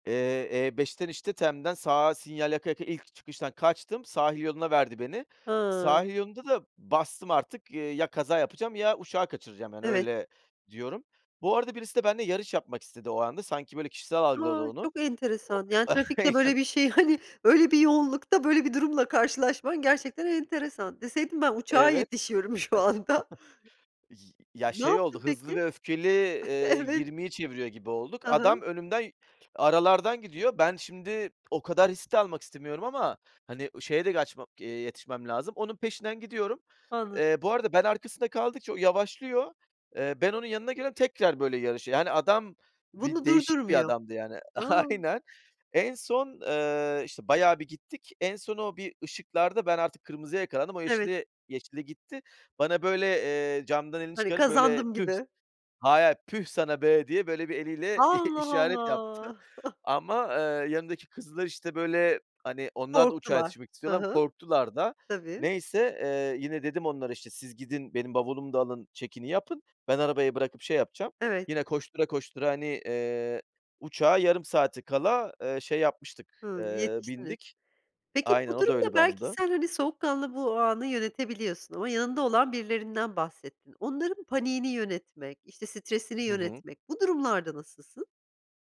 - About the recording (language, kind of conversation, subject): Turkish, podcast, Uçağı kaçırdığın bir günü nasıl atlattın, anlatır mısın?
- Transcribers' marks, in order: chuckle; laughing while speaking: "hani"; chuckle; laughing while speaking: "şu anda"; other background noise; laughing while speaking: "Evet"; tapping; laughing while speaking: "Aynen"; chuckle